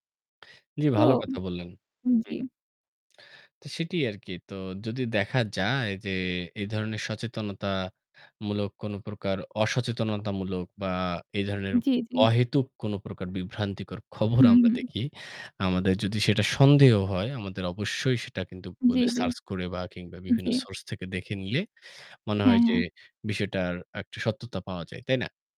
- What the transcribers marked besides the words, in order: static
- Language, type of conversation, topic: Bengali, unstructured, খবরের মাধ্যমে সামাজিক সচেতনতা কতটা বাড়ানো সম্ভব?